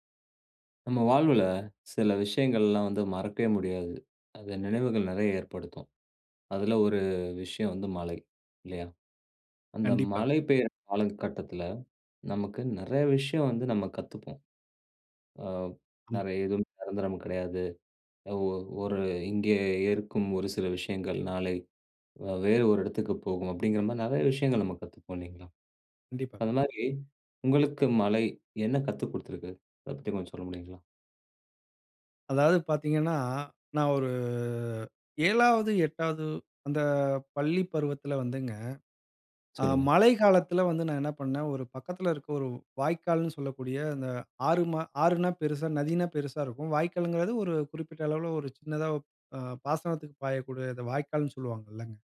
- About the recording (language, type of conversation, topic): Tamil, podcast, மழையுள்ள ஒரு நாள் உங்களுக்கு என்னென்ன பாடங்களைக் கற்றுத்தருகிறது?
- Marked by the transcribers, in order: drawn out: "ஒரு"